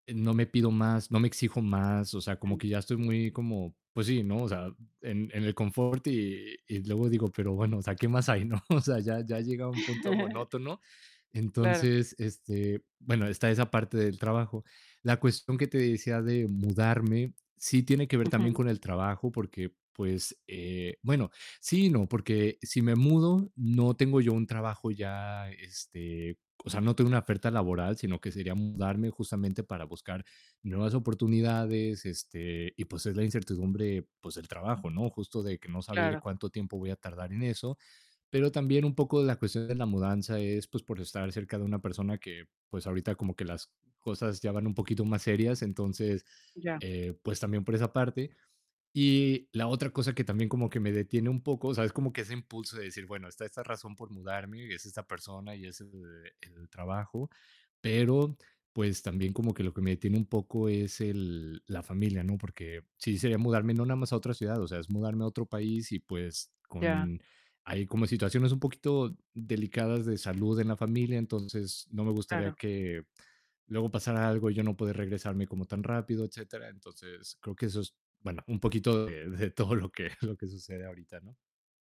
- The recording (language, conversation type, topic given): Spanish, advice, ¿Cómo postergas decisiones importantes por miedo al fracaso?
- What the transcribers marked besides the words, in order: distorted speech; laughing while speaking: "no?"; chuckle; laughing while speaking: "de todo lo que"